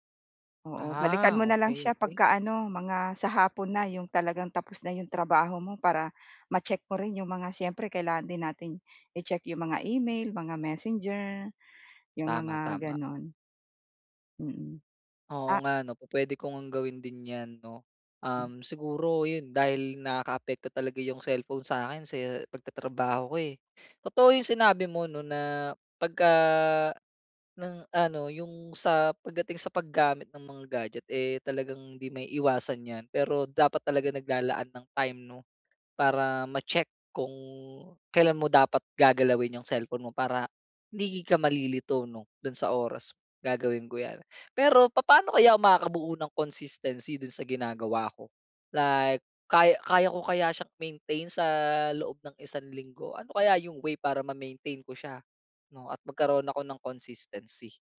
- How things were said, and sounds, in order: none
- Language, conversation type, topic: Filipino, advice, Paano ako makakagawa ng pinakamaliit na susunod na hakbang patungo sa layunin ko?